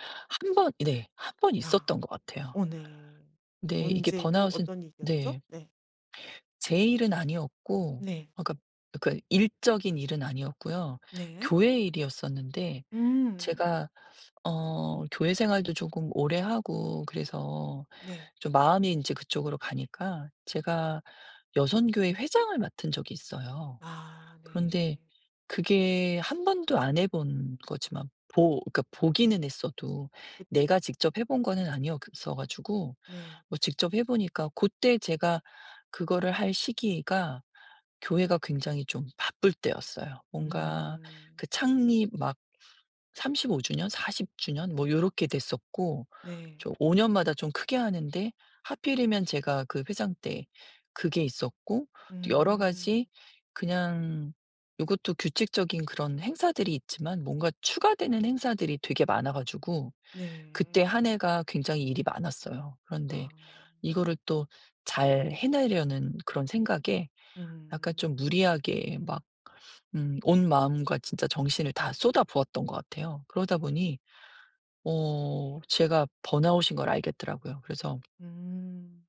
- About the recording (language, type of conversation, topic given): Korean, advice, 번아웃인지 그냥 피로한 건지 어떻게 구별하나요?
- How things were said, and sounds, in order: tapping; other background noise